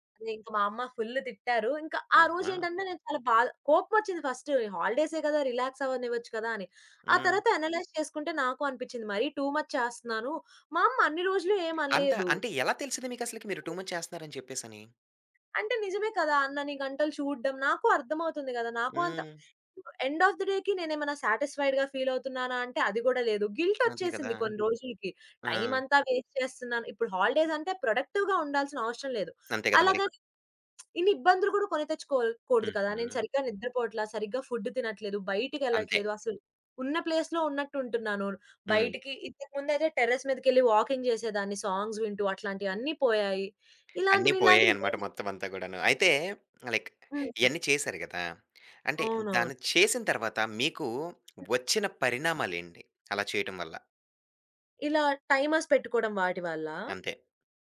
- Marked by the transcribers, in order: in English: "అనలైజ్"; in English: "టూ మచ్"; other background noise; in English: "టూ మచ్"; in English: "ఎండ్ ఆఫ్ థ డే‌కి"; in English: "సాటిస్‌ఫై‌డ్‌గా"; in English: "వేస్ట్"; in English: "ప్రొడక్టివ్‌గా"; lip smack; in English: "ఫుడ్"; tapping; in English: "ప్లేస్‌లో"; in English: "టెర్రేస్"; in English: "వాకింగ్"; in English: "సాంగ్స్"; in English: "లైక్"; in English: "టైమర్స్"
- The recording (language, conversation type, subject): Telugu, podcast, మీ స్క్రీన్ టైమ్‌ను నియంత్రించడానికి మీరు ఎలాంటి పరిమితులు లేదా నియమాలు పాటిస్తారు?